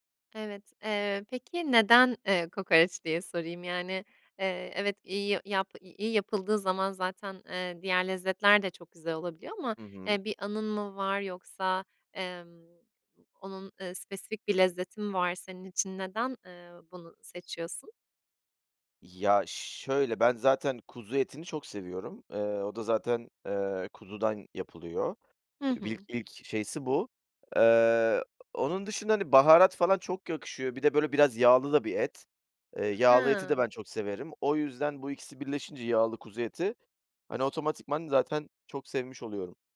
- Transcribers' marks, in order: other noise; other background noise
- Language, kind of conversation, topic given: Turkish, podcast, Sokak lezzetleri arasında en sevdiğin hangisiydi ve neden?